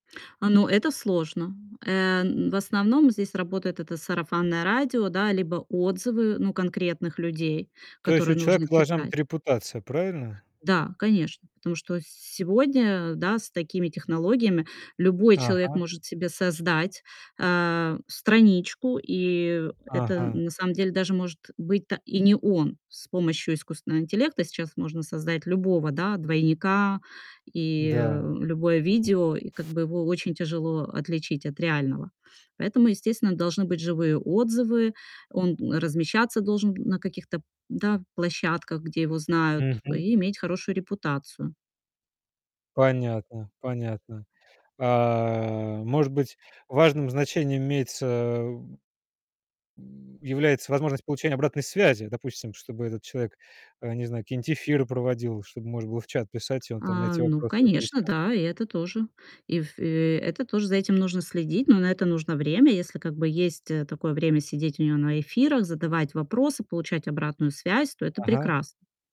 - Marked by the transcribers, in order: other background noise; tapping; static; grunt
- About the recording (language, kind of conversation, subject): Russian, advice, Что делать, если после упражнений болят суставы или спина?